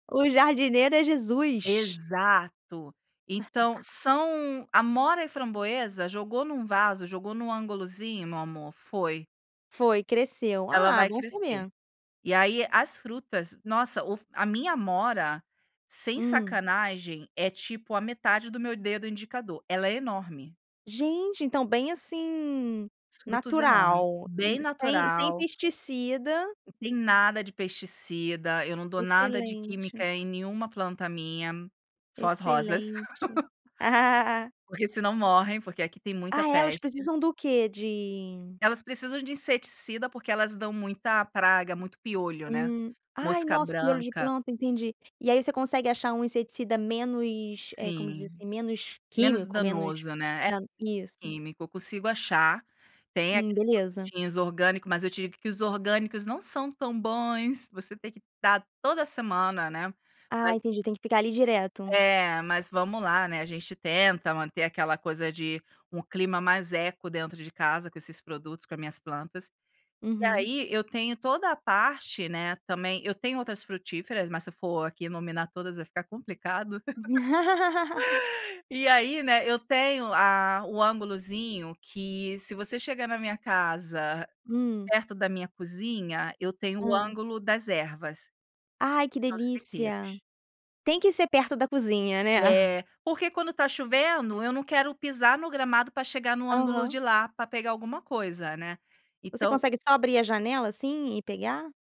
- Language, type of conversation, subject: Portuguese, podcast, Como cultivar alimentos simples em casa muda sua relação com o planeta?
- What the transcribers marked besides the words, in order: laugh; laugh; laugh; laugh